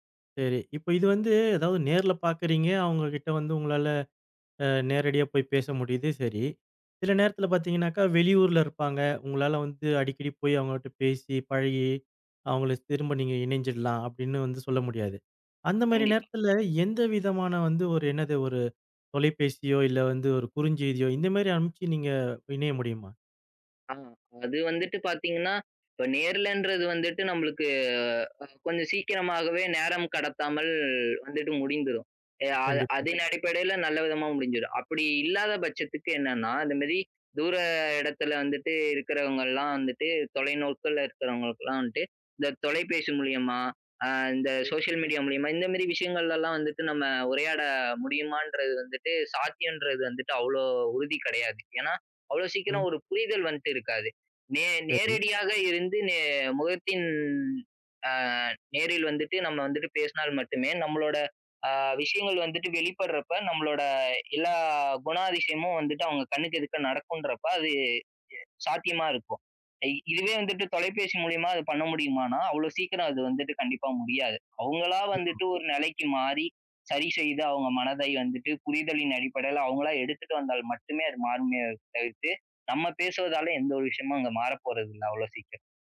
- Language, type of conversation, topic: Tamil, podcast, பழைய உறவுகளை மீண்டும் இணைத்துக்கொள்வது எப்படி?
- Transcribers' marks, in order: other background noise; tapping; drawn out: "நம்ளுக்கு"; "மாரி" said as "மெரி"